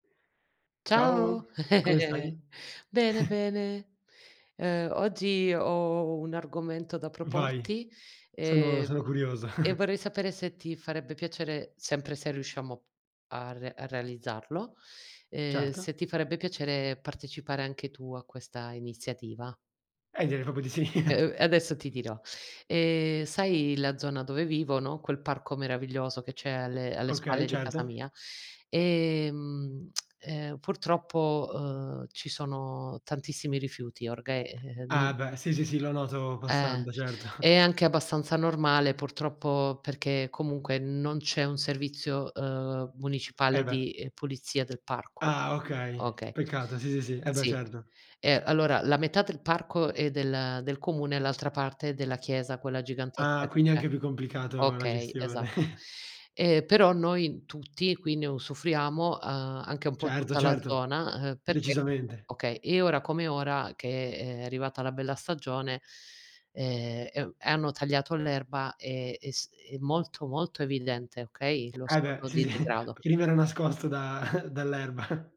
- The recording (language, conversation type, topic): Italian, unstructured, Qual è l’importanza della partecipazione civica?
- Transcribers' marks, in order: chuckle; chuckle; tapping; chuckle; tsk; chuckle; chuckle; other background noise; laughing while speaking: "sì"; chuckle